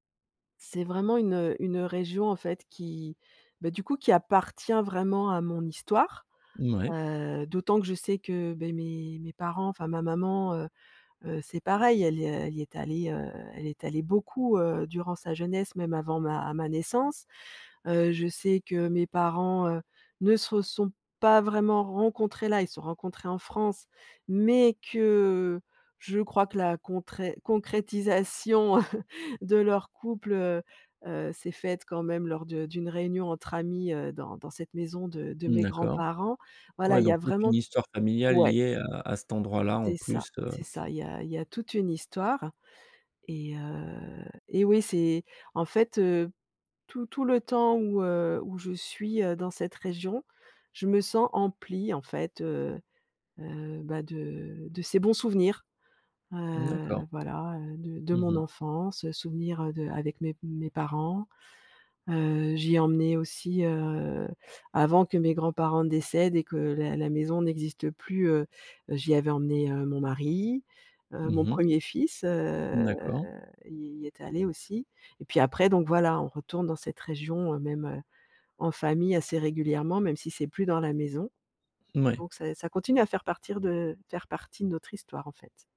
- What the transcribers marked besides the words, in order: tapping; chuckle; other background noise
- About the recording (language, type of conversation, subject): French, podcast, Quel parfum ou quelle odeur te ramène instantanément en enfance ?